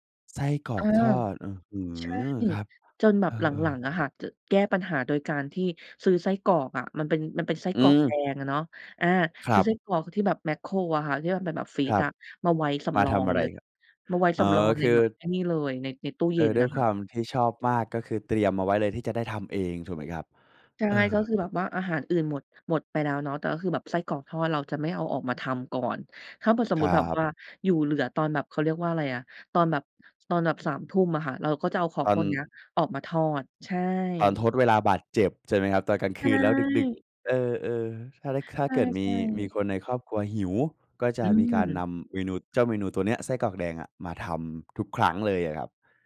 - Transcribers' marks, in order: none
- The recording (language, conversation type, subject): Thai, podcast, เคยจัดปาร์ตี้อาหารแบบแชร์จานแล้วเกิดอะไรขึ้นบ้าง?